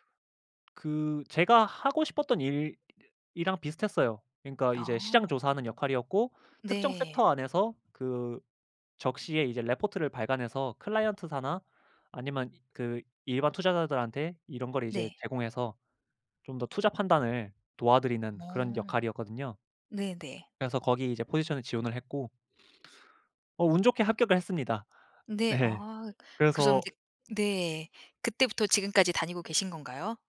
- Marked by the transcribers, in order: other background noise; background speech; laughing while speaking: "네"
- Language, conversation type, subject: Korean, podcast, 어떻게 그 직업을 선택하게 되셨나요?